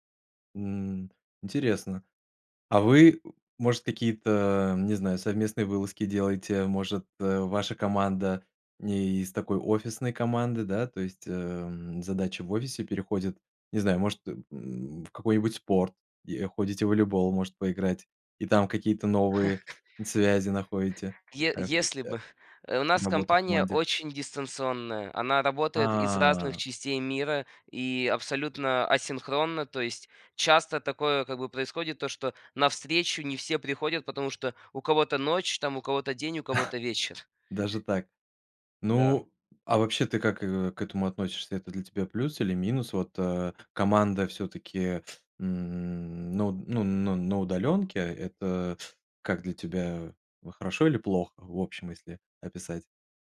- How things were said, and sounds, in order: chuckle; other background noise; tapping; chuckle
- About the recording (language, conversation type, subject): Russian, podcast, Как вы выстраиваете доверие в команде?